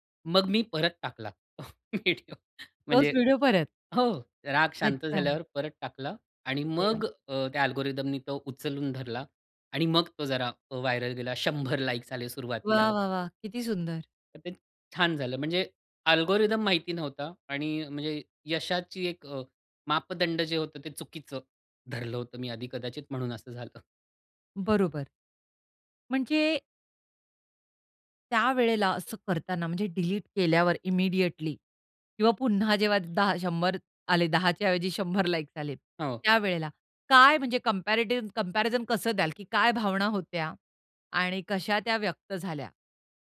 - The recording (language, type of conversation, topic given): Marathi, podcast, सोशल मीडियामुळे यशाबद्दल तुमची कल्पना बदलली का?
- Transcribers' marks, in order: laughing while speaking: "तो व्हिडिओ"; in English: "अल्गोरिदमनी"; in English: "व्हायरल"; in English: "अल्गोरिदम"; in English: "इमिडिएटली"; in English: "लाइक्स"; in English: "कम्पॅरेटिव्ह, कम्पॅरिझन"